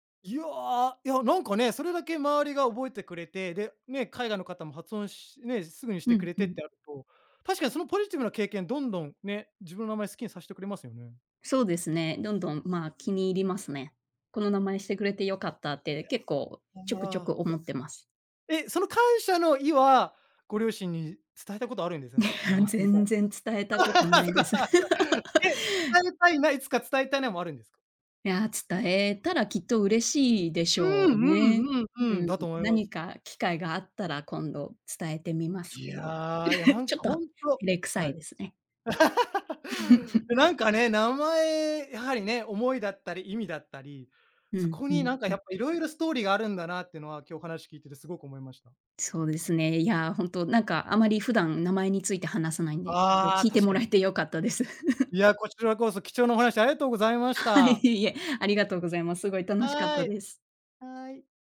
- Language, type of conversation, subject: Japanese, podcast, 自分の名前に込められた話、ある？
- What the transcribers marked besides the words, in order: chuckle; laugh; laughing while speaking: "そっか"; laugh; chuckle; laugh; chuckle; chuckle